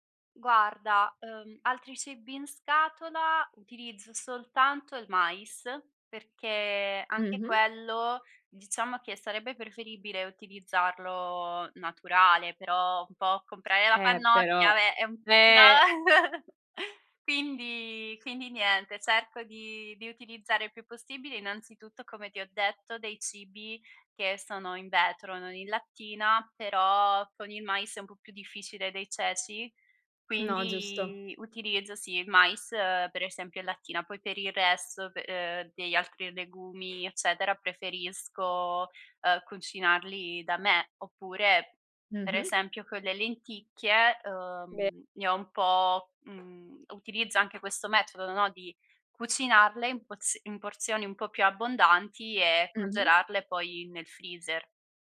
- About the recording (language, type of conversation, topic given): Italian, podcast, Come scegli cosa mangiare quando sei di fretta?
- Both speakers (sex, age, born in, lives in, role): female, 25-29, Italy, Italy, guest; female, 25-29, Italy, Italy, host
- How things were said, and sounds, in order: "vabbè" said as "abè"; chuckle; other background noise; tapping